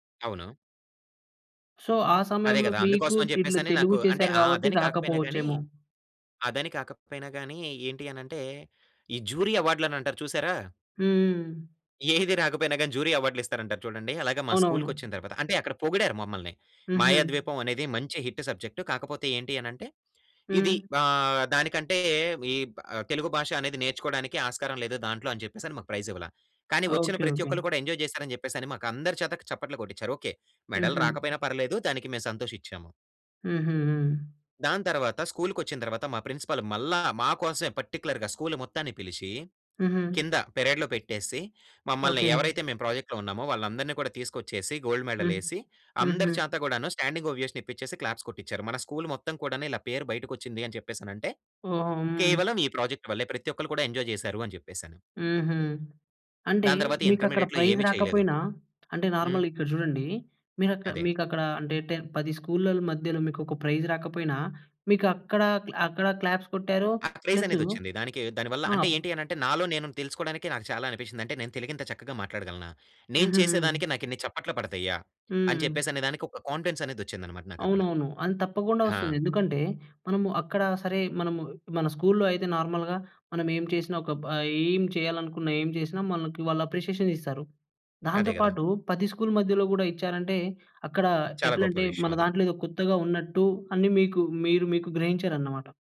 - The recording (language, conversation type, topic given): Telugu, podcast, మీకు అత్యంత నచ్చిన ప్రాజెక్ట్ గురించి వివరించగలరా?
- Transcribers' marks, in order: in English: "సో"; in English: "హిట్ సబ్జెక్ట్"; in English: "ప్రైజ్"; in English: "ఎంజాయ్"; in English: "మెడల్"; in English: "ప్రిన్సిపల్"; in English: "పర్టిక్యులర్‌గా స్కూల్"; in English: "పెరేడ్‌లో"; in English: "స్టాండింగ్ ఓవియేషన్"; in English: "క్లాప్స్"; in English: "ఎంజాయ్"; in English: "ప్రైజ్"; other background noise; in English: "నార్మల్‌గా"; in English: "టెన్"; in English: "ప్రైజ్"; in English: "క్లాప్స్"; in English: "క్రేజ్"; in English: "కొంటెన్స్"; "కాన్ఫిడెన్స్" said as "కొంటెన్స్"; in English: "నార్మల్‍గా"; in English: "అప్రిషియేషన్"